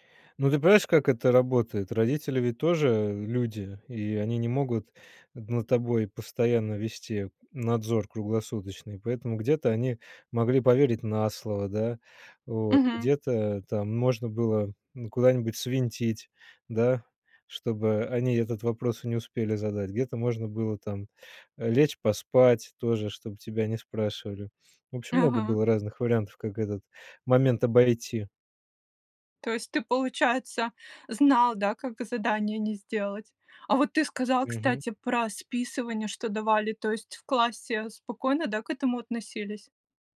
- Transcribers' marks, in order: none
- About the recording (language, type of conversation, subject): Russian, podcast, Что вы думаете о домашних заданиях?